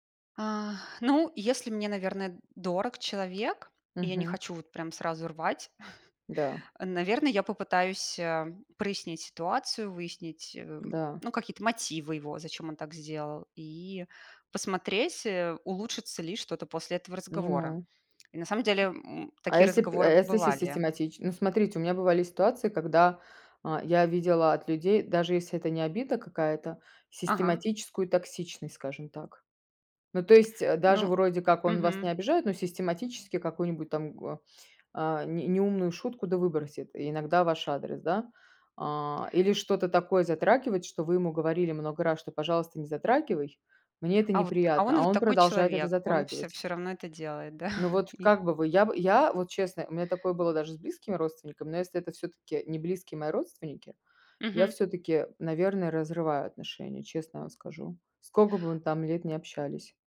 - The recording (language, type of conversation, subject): Russian, unstructured, Как справиться с ситуацией, когда кто-то вас обидел?
- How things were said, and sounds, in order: sigh; chuckle; tapping; chuckle